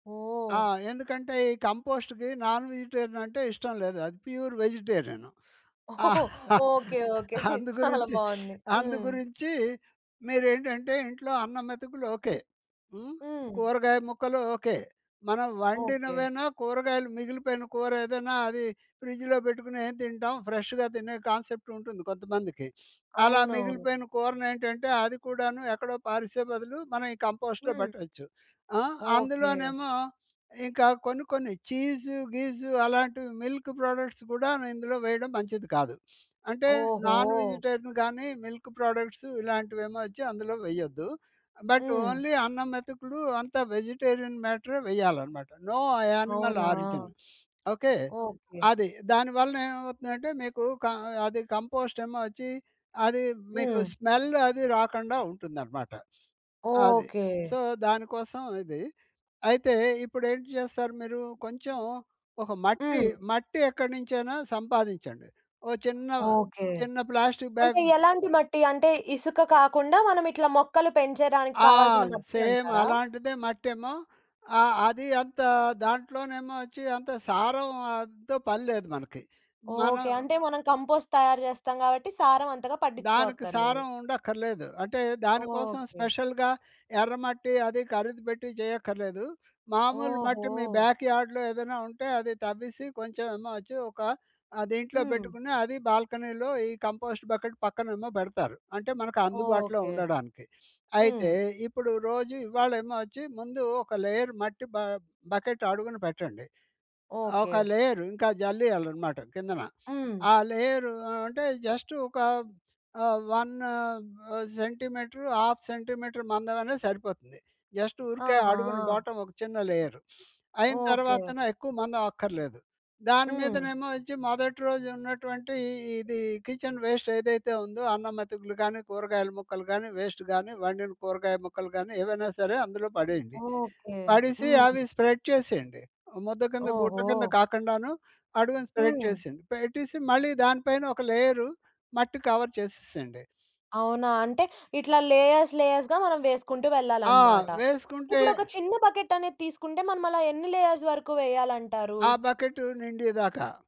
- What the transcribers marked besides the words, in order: in English: "కంపోస్ట్‌కి నాన్ విజిటేరియన్"; in English: "ప్యూర్"; laughing while speaking: "ఓహో! ఓకే, ఓకే. చాలా బాగుంది"; chuckle; other background noise; in English: "ఫ్రిజ్‌లో"; in English: "ఫ్రెష్‌గా"; in English: "కాన్సెప్ట్"; in English: "కంపోస్ట్‌లో"; in English: "ఛీస్"; in English: "ప్రొడక్ట్స్"; in English: "నాన్ విజిటేరియన్"; in English: "మిల్క్"; in English: "బట్ ఓన్లీ"; in English: "వెజిటేరియన్"; in English: "నో"; in English: "యానిమల్ ఆరిజన్"; in English: "కంపోస్ట్"; in English: "స్మెల్"; in English: "సో"; in English: "కంపోస్ట్"; in English: "స్పెషల్‌గా"; in English: "బ్యాక్ యార్డ్‌లో"; in English: "బాల్కనీలో"; in English: "కంపోస్ట్"; in English: "లేయర్"; in English: "జస్ట్"; in English: "వన్"; in English: "ఆఫ్"; in English: "జస్ట్"; in English: "బోటమ్"; sniff; in English: "కిచెన్ వేస్ట్"; in English: "వేస్ట్"; in English: "స్ప్రెడ్"; in English: "స్ప్రెడ్"; in English: "కవర్"; in English: "లేయర్స్, లేయర్స్‌గా"; in English: "బకెట్"; in English: "లేయర్స్"
- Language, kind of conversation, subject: Telugu, podcast, ఇంట్లో చిన్న స్థాయిలో కంపోస్ట్‌ను సులభంగా ఎలా తయారు చేసుకోవచ్చు?